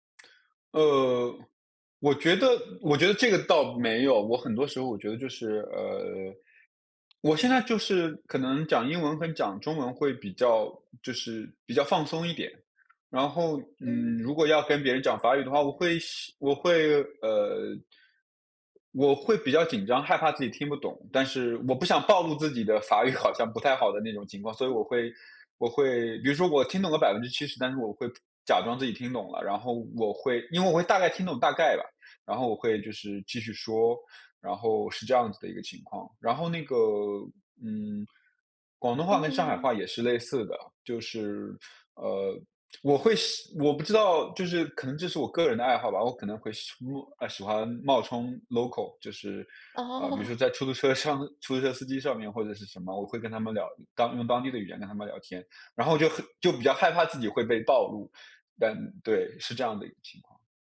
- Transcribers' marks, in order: other background noise; laughing while speaking: "好"; in English: "local"; laughing while speaking: "哦"
- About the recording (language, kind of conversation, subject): Chinese, advice, 我如何发现并确认自己的优势和长处？